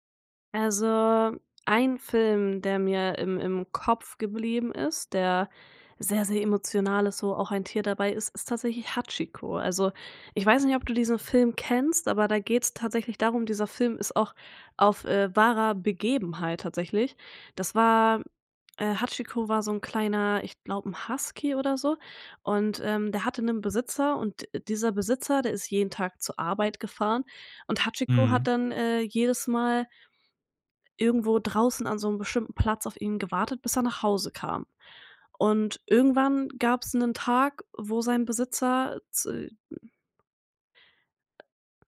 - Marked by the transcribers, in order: drawn out: "Also"; other background noise; other noise
- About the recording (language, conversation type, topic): German, podcast, Was macht einen Film wirklich emotional?